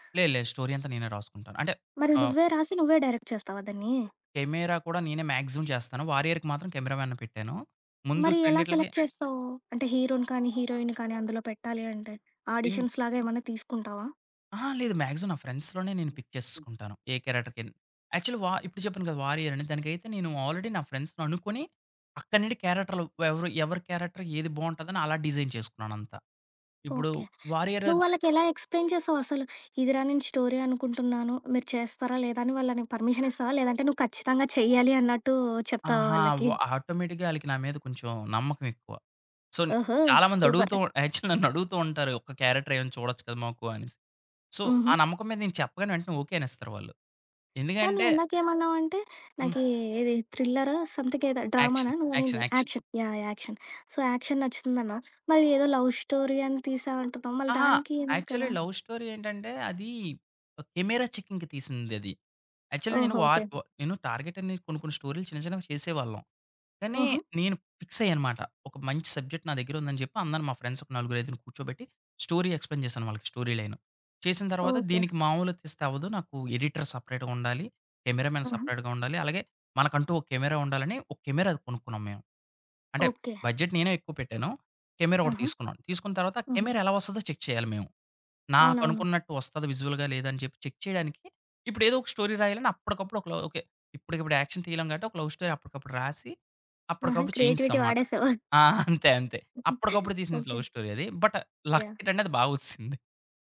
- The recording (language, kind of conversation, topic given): Telugu, podcast, ఫిల్మ్ లేదా టీవీలో మీ సమూహాన్ని ఎలా చూపిస్తారో అది మిమ్మల్ని ఎలా ప్రభావితం చేస్తుంది?
- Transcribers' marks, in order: in English: "స్టోరీ"; in English: "డైరెక్ట్"; in English: "మాక్సిమమ్"; other background noise; in English: "క్యామెరా మ్యాన్‌ని"; in English: "సెలెక్ట్"; in English: "ఆడిషన్స్‌లాగా"; in English: "మాక్సిమం"; in English: "ఫ్రెండ్స్‌లోనే"; in English: "పిక్"; in English: "యాక్చువల్లీ"; in English: "ఆల్రెడీ"; in English: "ఫ్రెండ్స్‌ని"; in English: "క్యారెక్టర్"; in English: "డిజైన్"; tapping; dog barking; in English: "ఎక్స్‌ప్లెయిన్"; in English: "స్టోరీ"; in English: "పర్మిషన్"; in English: "ఆటోమేటిక్‌గా"; in English: "సో"; in English: "యాక్చువలి"; in English: "సూపర్!"; chuckle; in English: "క్యారెక్టర్"; in English: "సో"; in English: "స‌మ్‌థింగ్"; in English: "యాక్షన్. యాక్షన్. యాక్షన్"; in English: "యాక్షన్. యాహ్! యాక్షన్. సో యాక్షన్"; in English: "లవ్ స్టోరీ"; in English: "యాక్చువల్లీ లవ్ స్టోరీ"; in English: "చెకింగ్‌కి"; in English: "యాక్చువల్లీ"; in English: "టార్గెట్"; in English: "స్టోరీలు"; in English: "ఫిక్స్‌య్యానమాట"; in English: "సబ్జెక్ట్"; in English: "ఫ్రెండ్స్"; in English: "స్టోరీ ఎక్స్‌ప్లెయిన్"; in English: "స్టోరీ"; in English: "ఎడిటర్ సెపరేట్‌గా"; in English: "కెమెరామన్ సెపరేట్‌గా"; in English: "బడ్జెట్"; in English: "చెక్"; in English: "విజువల్‌గా"; in English: "చెక్"; in English: "స్టోరీ"; in English: "యాక్షన్"; in English: "లవ్ స్టోరీ"; in English: "క్రియేటివిటీ"; chuckle; giggle; in English: "లవ్ స్టోరీ"; in English: "బట్"; in English: "యాహ్!"